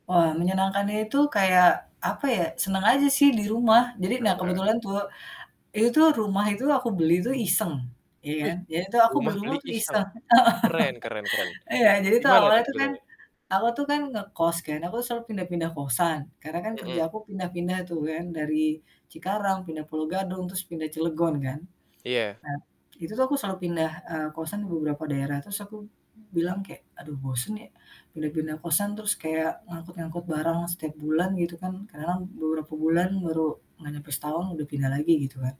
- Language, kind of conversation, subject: Indonesian, podcast, Bagaimana kamu menetapkan batasan ruang kerja dan jam kerja saat bekerja dari rumah?
- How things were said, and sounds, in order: static; distorted speech; chuckle